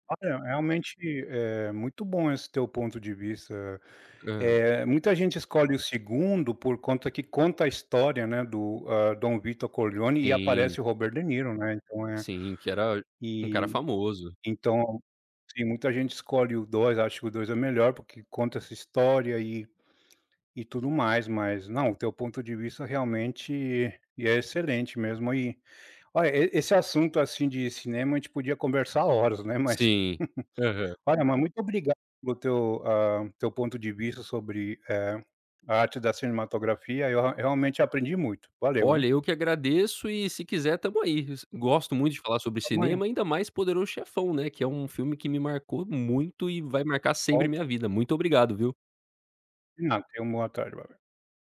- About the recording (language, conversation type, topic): Portuguese, podcast, Você pode me contar sobre um filme que te marcou profundamente?
- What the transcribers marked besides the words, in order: giggle